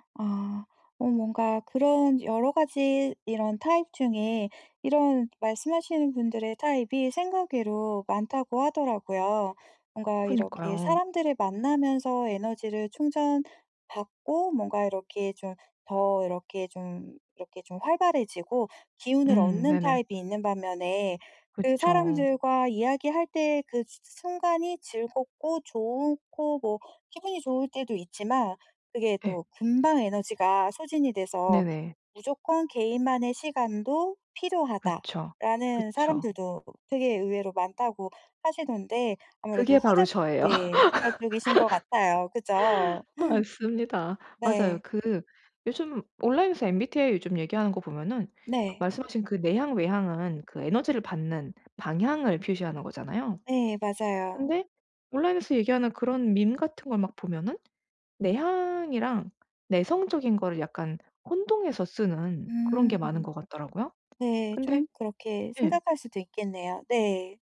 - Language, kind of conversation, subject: Korean, advice, 파티나 친구 모임에서 자주 느끼는 사회적 불편함을 어떻게 관리하면 좋을까요?
- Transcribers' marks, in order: other background noise; laugh; laugh; tapping